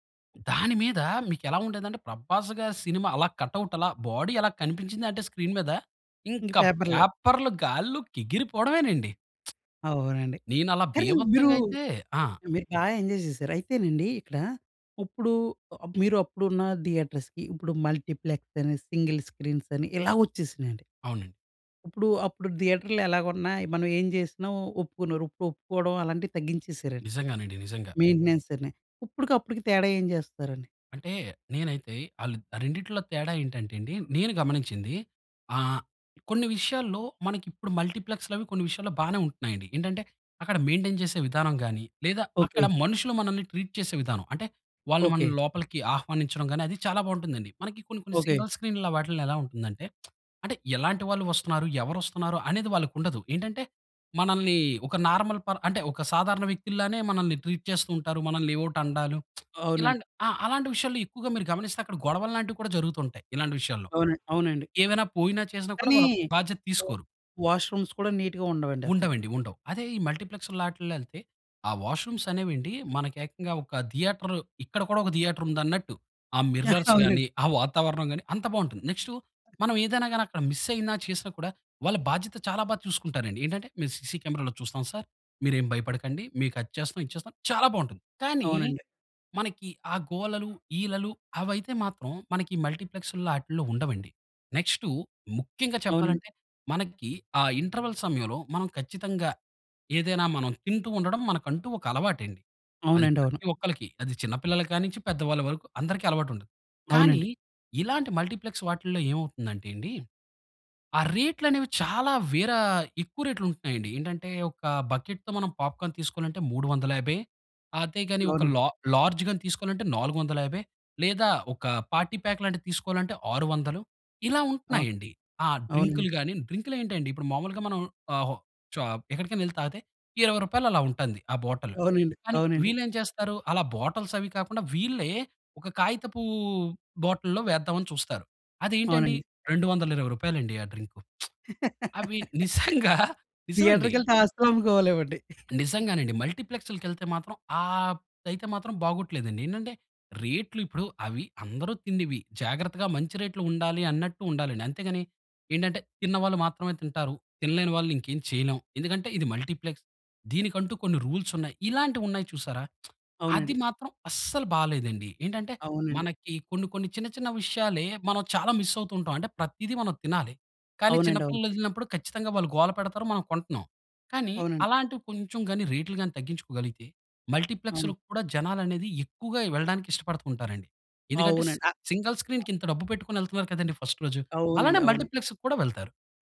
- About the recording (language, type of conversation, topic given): Telugu, podcast, సినిమా హాల్‌కు వెళ్లిన అనుభవం మిమ్మల్ని ఎలా మార్చింది?
- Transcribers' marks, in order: in English: "కట్అవుట్"; in English: "స్క్రీన్"; joyful: "ఇంకా పేపర్‌లు గాల్లోకి ఎగిరి పోవడమేనండి"; lip smack; in English: "ఎంజాయ్"; in English: "థియేటర్స్‌కి"; other background noise; in English: "మల్టీప్లెక్స్"; in English: "సింగిల్ స్క్రీన్స్"; in English: "థియేటర్‌లో"; in English: "మెయింటెనెన్స్"; in English: "మెయిన్‌టేన్"; in English: "ట్రీట్"; in English: "సింగిల్ స్క్రీన్‌లో"; lip smack; in English: "నార్మల్"; in English: "ట్రీట్"; lip smack; in English: "వాష్రూమ్స్"; in English: "నీట్‌గా"; in English: "మల్టీప్లెక్స్"; in English: "వాష్‌రూమ్స్"; in English: "థియేటర్"; in English: "థియేటర్"; chuckle; in English: "మిర్రర్స్"; in English: "మిస్"; in English: "సీసీ కెమెరాలో"; in English: "సార్"; in English: "మల్టీప్లెక్స్‌ల్లో"; in English: "ఇంటర్వల్"; in English: "మల్టీప్లెక్స్"; in English: "బకెట్‌తో"; in English: "పాప్‌కార్న్"; in English: "లార్జ్"; in English: "పార్టీ ప్యాక్"; in English: "బాటిల్"; in English: "బాటిల్స్"; in English: "బాటిల్‌లో"; laughing while speaking: "థియేటర్‌కెళ్తే, ఆస్తులు అమ్ముకోవాలి ఏమండి"; lip smack; chuckle; in English: "మల్టీప్లెక్స్"; in English: "రూల్స్"; lip smack; in English: "మిస్"; in English: "మల్టీప్లెక్స్‌లో"; in English: "సింగిల్ స్క్రీన్‌కి"; in English: "ఫస్ట్"; in English: "మల్టీప్లెక్స్‌కి"